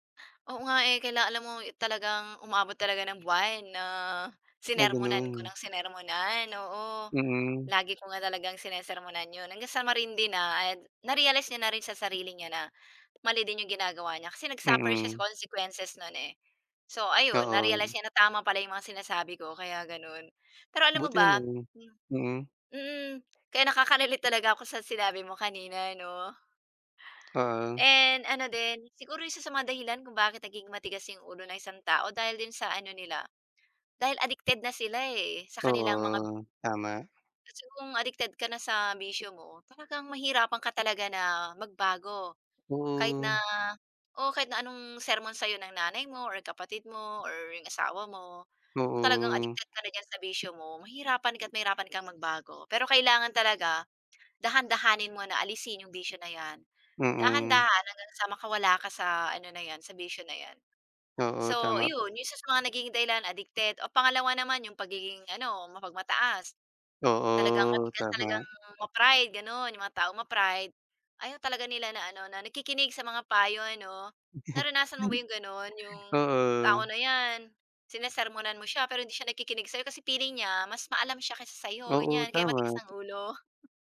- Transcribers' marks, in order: tapping; other background noise; drawn out: "Oo"; bird; drawn out: "Oo"; chuckle
- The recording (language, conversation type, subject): Filipino, unstructured, Ano ang pinakamabisang paraan upang makumbinsi ang isang taong matigas ang ulo?